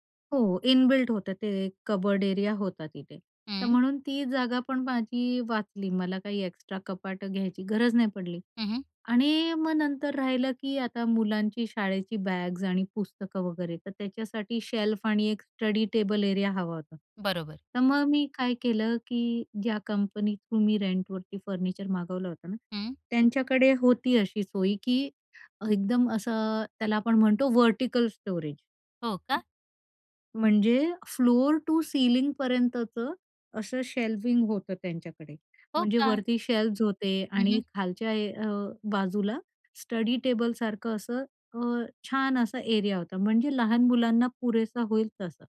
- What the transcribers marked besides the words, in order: in English: "इनबिल्ट"; in English: "एक्स्ट्रा"; in English: "शेल्फ"; in English: "स्टडी"; in English: "थ्रू"; in English: "रेंटवरती"; in English: "व्हर्टिकल स्टोरेज"; other background noise; in English: "फ्लोर टू सीलिंगपर्यंतचं"; in English: "शेल्विंग"; put-on voice: "हो का"; in English: "शेल्वज"; in English: "स्टडी"
- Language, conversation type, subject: Marathi, podcast, लहान घरात तुम्ही घर कसं अधिक आरामदायी करता?